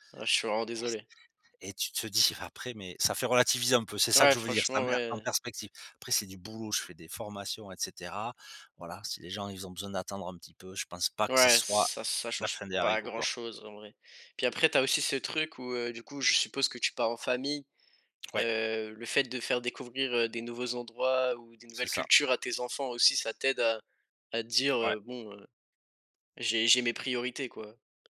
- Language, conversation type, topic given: French, podcast, Comment prendre des vacances sans culpabiliser ?
- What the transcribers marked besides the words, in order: tapping